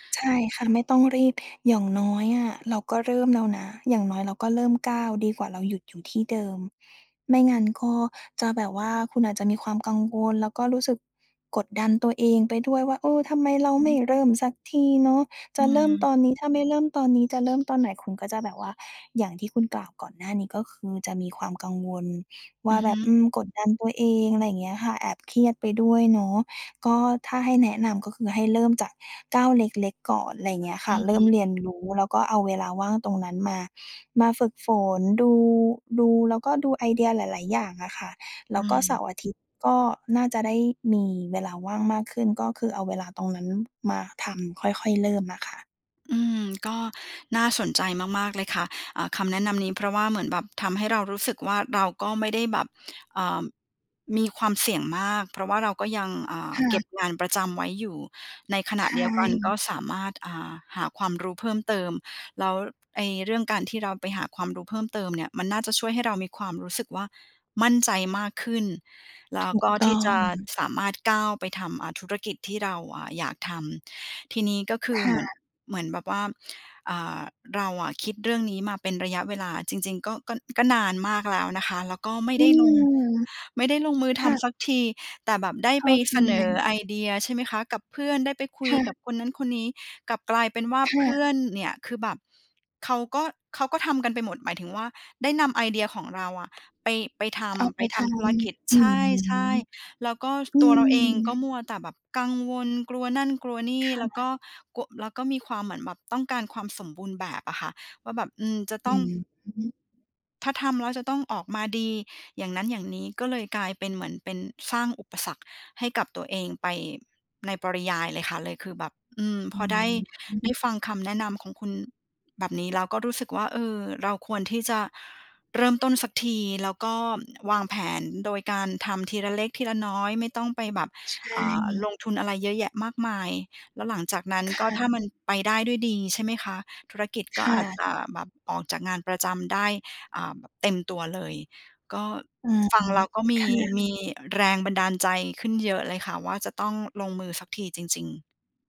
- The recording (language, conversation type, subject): Thai, advice, จะเปลี่ยนอาชีพอย่างไรดีทั้งที่กลัวการเริ่มต้นใหม่?
- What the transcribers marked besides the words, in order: other background noise; bird; tapping; background speech